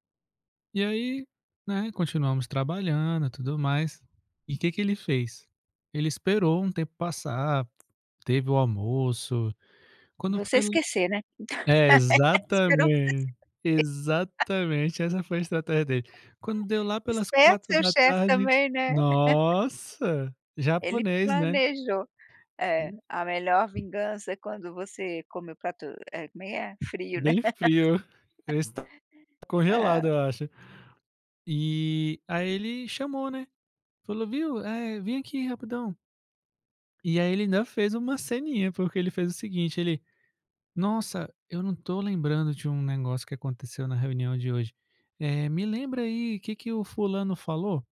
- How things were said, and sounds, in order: tapping; laugh; laugh; other background noise; laugh
- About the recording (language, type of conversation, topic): Portuguese, podcast, Como o erro faz parte do seu processo criativo?